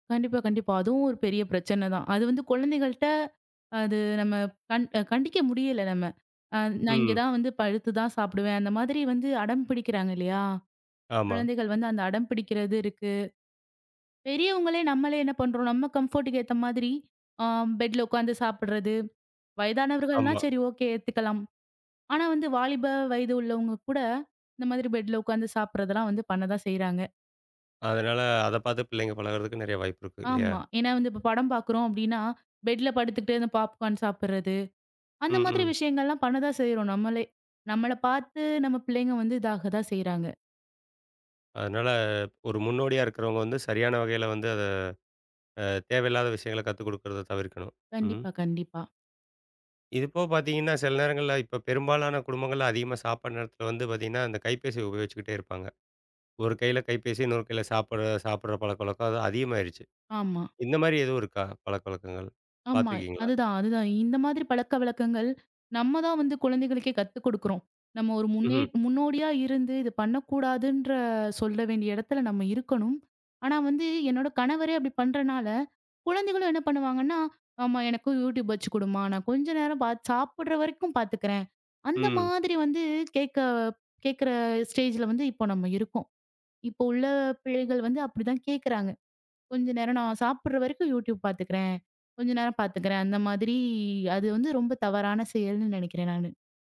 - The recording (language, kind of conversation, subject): Tamil, podcast, உங்கள் வீட்டில் உணவு சாப்பிடும்போது மனதை கவனமாக வைத்திருக்க நீங்கள் எந்த வழக்கங்களைப் பின்பற்றுகிறீர்கள்?
- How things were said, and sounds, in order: "படுத்துதான்" said as "பழுத்துதான்"; in English: "கம்ஃபோர்ட்டுக்கு"; in English: "பெட்ல"; in English: "பெட்ல"; in English: "பெட்ல"; in English: "பாப்க்கார்ன்"; in English: "ஸ்டேஜ்ல"